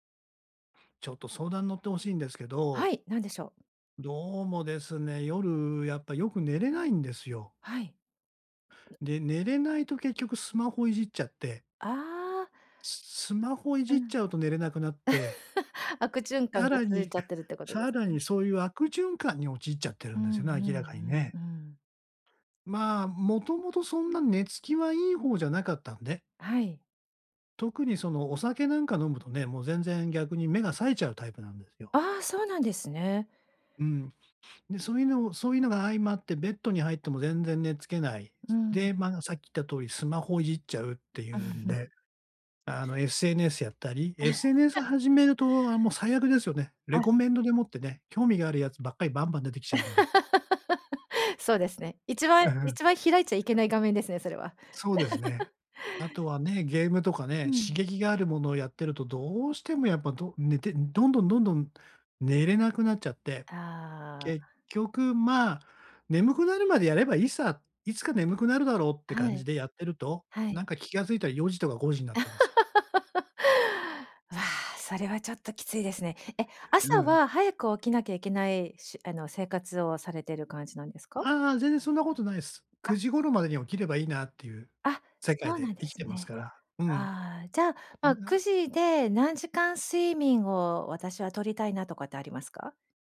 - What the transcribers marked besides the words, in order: other noise; chuckle; chuckle; chuckle; laugh; laugh; other background noise; laugh; laugh; tapping
- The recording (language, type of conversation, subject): Japanese, advice, 夜にスマホを使うのをやめて寝つきを良くするにはどうすればいいですか？